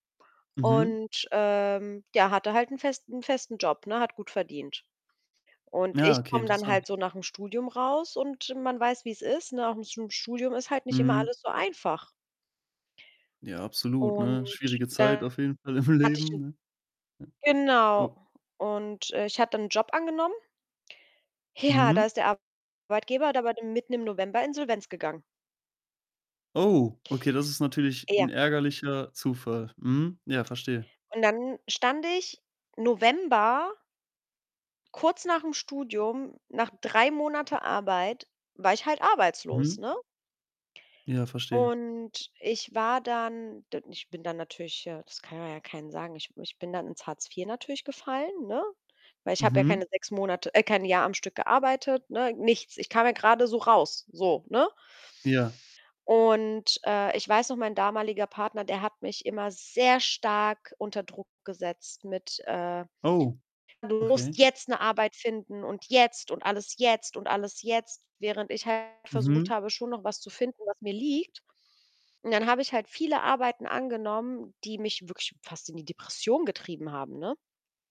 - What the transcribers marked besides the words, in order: other background noise; unintelligible speech; unintelligible speech; laughing while speaking: "im Leben"; laughing while speaking: "Ja"; distorted speech; tapping; static
- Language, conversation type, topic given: German, podcast, Wie kann man über Geld sprechen, ohne sich zu streiten?